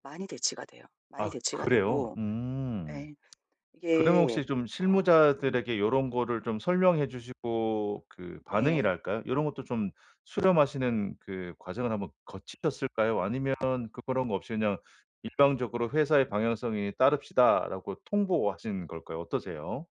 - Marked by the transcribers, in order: tapping
- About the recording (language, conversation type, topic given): Korean, advice, 그룹에서 내 가치관을 지키면서도 대인관계를 원만하게 유지하려면 어떻게 해야 할까요?